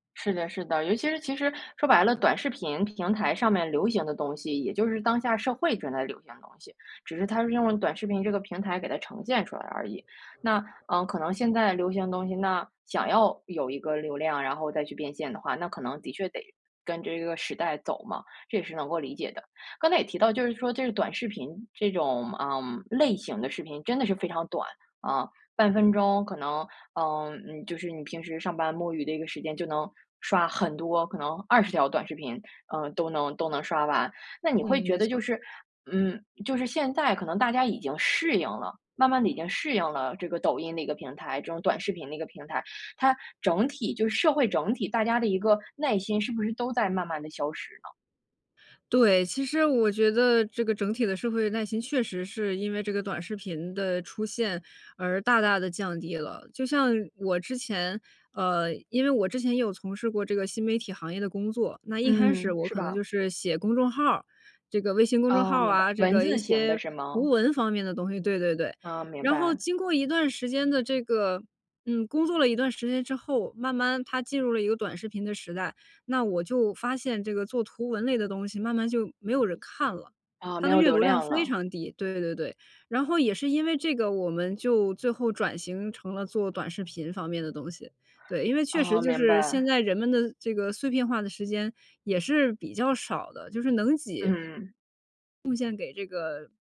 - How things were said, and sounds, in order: other background noise
- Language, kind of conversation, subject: Chinese, podcast, 你怎么看短视频对注意力碎片化的影响？